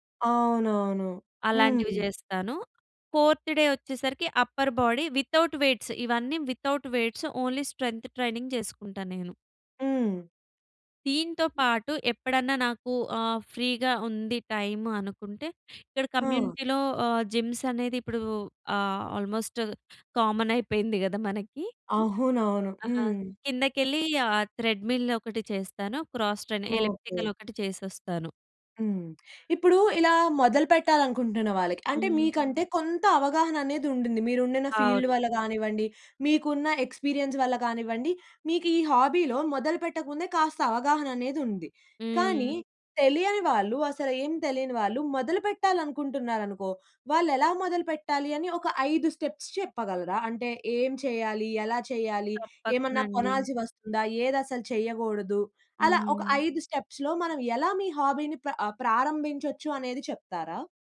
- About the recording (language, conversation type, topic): Telugu, podcast, ఈ హాబీని మొదలుపెట్టడానికి మీరు సూచించే దశలు ఏవి?
- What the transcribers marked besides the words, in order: in English: "ఫోర్త్ డే"; in English: "అప్పర్ బాడీ, వితౌట్ వెయిట్స్"; in English: "వితౌట్ వెయిట్స్, ఓన్లీ స్ట్రెంగ్త్ ట్రైనింగ్"; in English: "ఫ్రీ‌గా"; in English: "కమ్యూనిటీ‌లో"; in English: "జిమ్స్"; in English: "ఆల్మోస్ట్ కామన్"; in English: "ట్రెడ్‌మిల్"; in English: "క్రాస్ ట్రైన్ ఎలిప్టికల్"; tongue click; in English: "ఫీల్డ్"; in English: "ఎక్స్పీరియన్స్"; in English: "హాబీలో"; in English: "స్టెప్స్"; in English: "స్టెప్స్‌లో"; in English: "హాబీని"